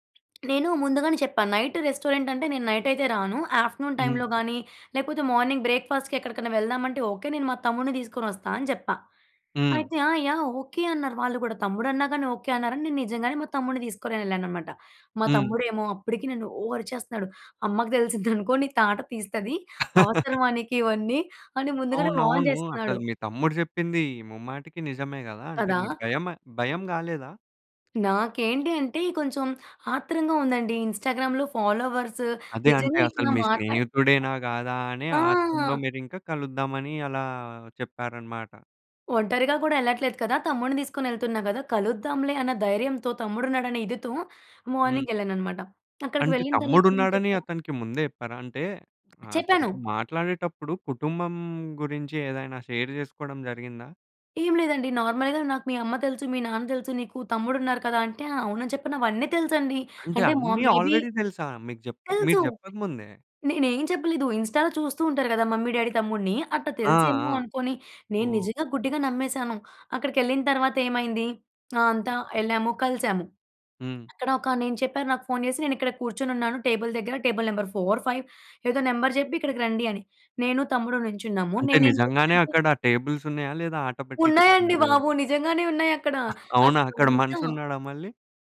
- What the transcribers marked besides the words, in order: other background noise; tapping; in English: "నైట్ రెస్టారెంట్"; in English: "ఆఫ్టర్నూన్"; in English: "మార్నింగ్ బ్రేక్‌ఫాస్ట్‌కి"; chuckle; in English: "వార్న్"; in English: "ఇన్‌స్టాగ్రామ్‌లో ఫాలోవర్స్"; in English: "మార్నింగ్"; in English: "షేర్"; in English: "నార్మల్‌గా"; in English: "ఆల్రెడీ"; in English: "మేబీ"; in English: "ఇన్‌స్టాలో"; in English: "మమ్మీ, డ్యాడీ"; in English: "నెంబర్ ఫోర్ ఫైవ్"; in English: "నెంబర్"; in English: "టేబుల్స్"; other noise
- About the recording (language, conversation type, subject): Telugu, podcast, ఆన్‌లైన్‌లో పరిచయమైన మిత్రులను ప్రత్యక్షంగా కలవడానికి మీరు ఎలా సిద్ధమవుతారు?